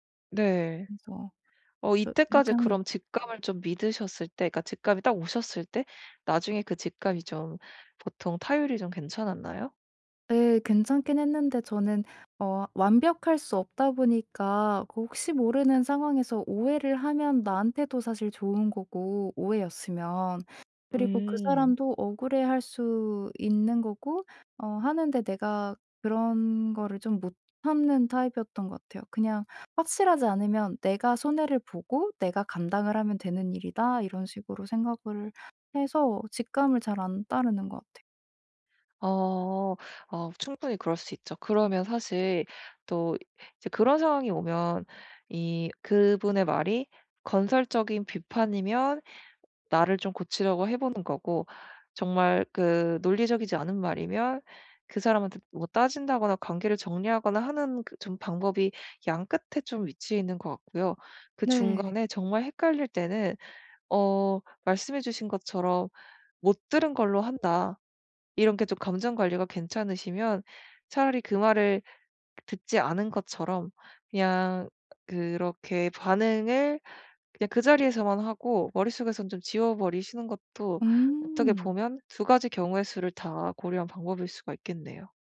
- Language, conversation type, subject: Korean, advice, 피드백이 건설적인지 공격적인 비판인지 간단히 어떻게 구분할 수 있을까요?
- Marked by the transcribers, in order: other background noise; tapping